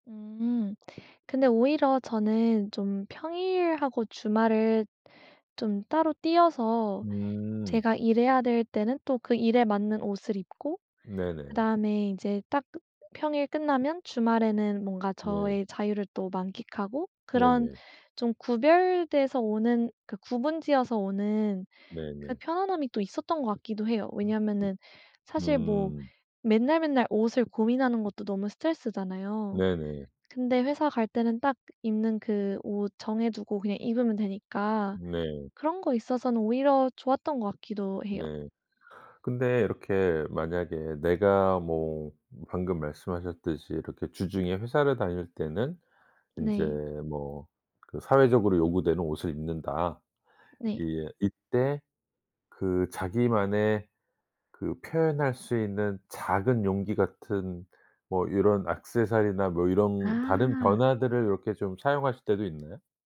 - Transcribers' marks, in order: other background noise
- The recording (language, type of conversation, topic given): Korean, podcast, 옷으로 자신을 어떻게 표현하나요?